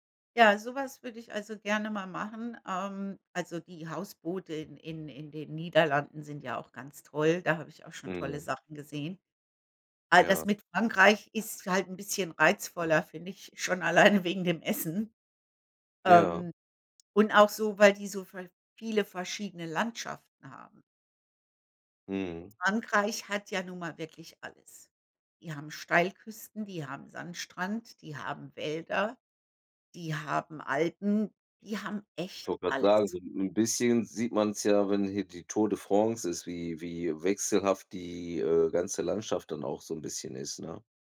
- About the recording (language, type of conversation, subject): German, unstructured, Wohin reist du am liebsten und warum?
- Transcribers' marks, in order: laughing while speaking: "alleine"